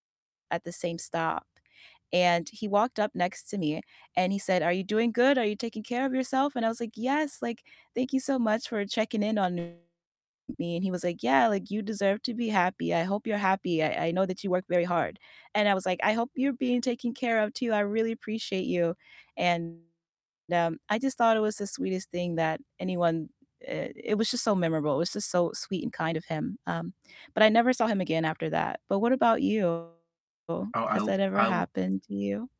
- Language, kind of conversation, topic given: English, unstructured, What was the best conversation you’ve had recently, and what made it meaningful, fun, or memorable?
- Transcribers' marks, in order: distorted speech; static